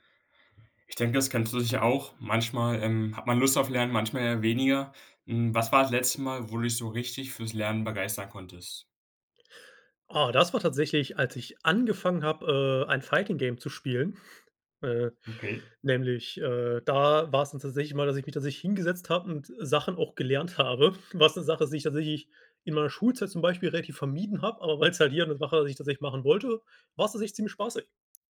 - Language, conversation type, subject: German, podcast, Was hat dich zuletzt beim Lernen richtig begeistert?
- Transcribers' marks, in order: in English: "Fighting-Game"